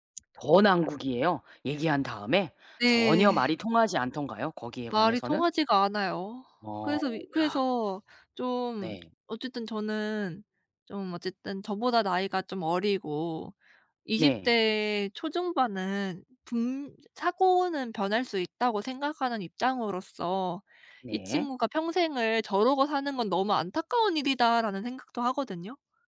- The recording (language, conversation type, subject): Korean, advice, 과거 일에 집착해 현재를 즐기지 못하는 상태
- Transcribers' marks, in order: tapping; other background noise